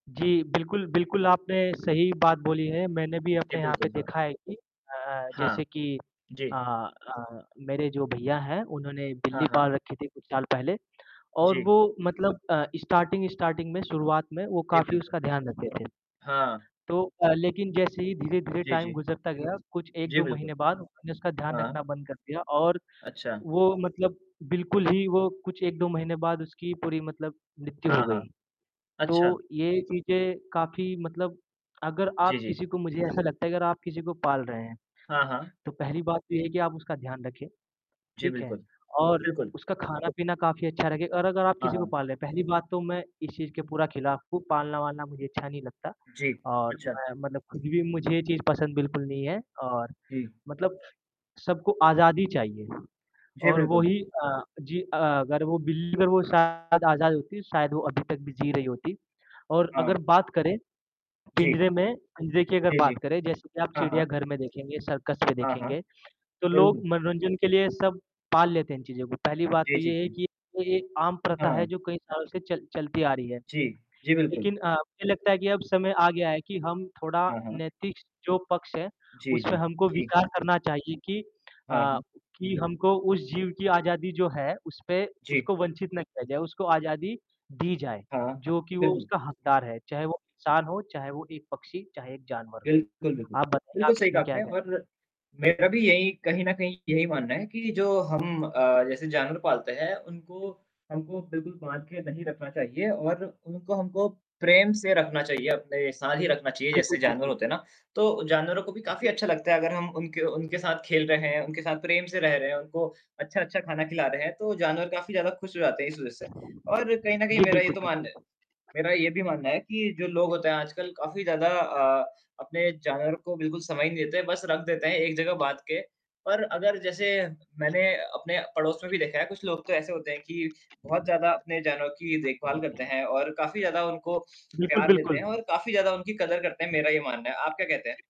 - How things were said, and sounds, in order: distorted speech; in English: "स्टार्टिंग स्टार्टिंग"; in English: "टाइम"; static; other background noise; unintelligible speech
- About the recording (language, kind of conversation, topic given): Hindi, unstructured, क्या आपको लगता है कि जानवरों को पिंजरे में रखना ठीक है?